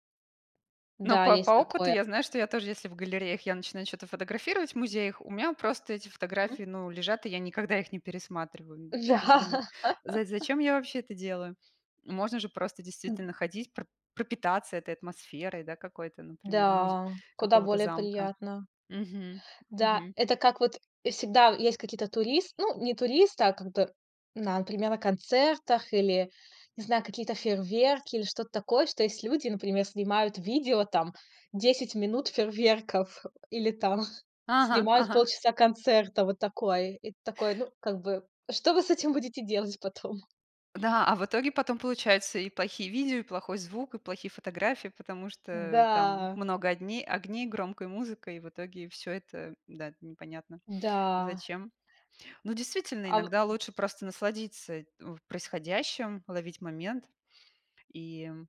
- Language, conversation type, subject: Russian, unstructured, Что вас больше всего раздражает в туристах?
- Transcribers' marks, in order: tapping; laughing while speaking: "Да"; other background noise; sniff; chuckle; laughing while speaking: "будете делать потом?"